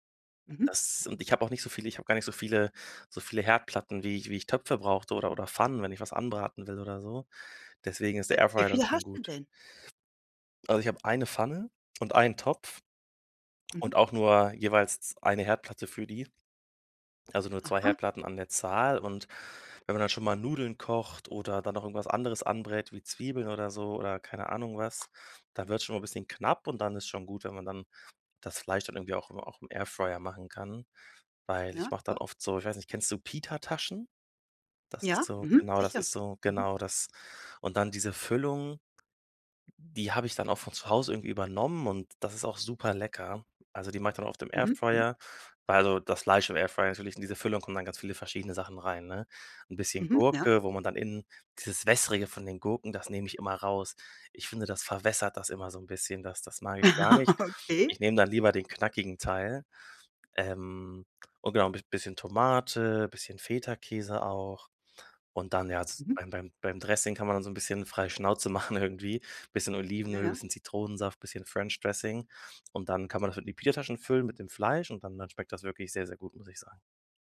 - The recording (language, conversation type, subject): German, podcast, Was verbindest du mit Festessen oder Familienrezepten?
- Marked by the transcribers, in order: laugh; laughing while speaking: "machen"